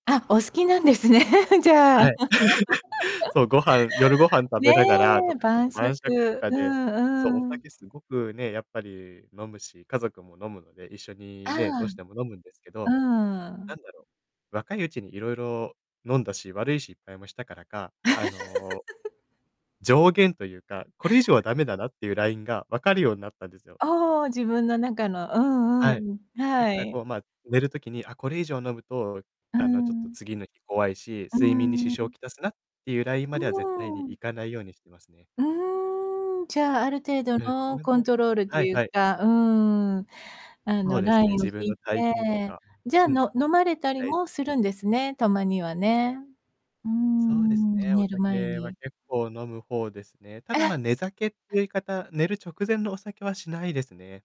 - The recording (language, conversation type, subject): Japanese, podcast, 睡眠の質を上げるには、どんな工夫が効果的だと思いますか？
- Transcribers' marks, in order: laughing while speaking: "お好きなんですね、じゃあ"; laugh; unintelligible speech; distorted speech; laugh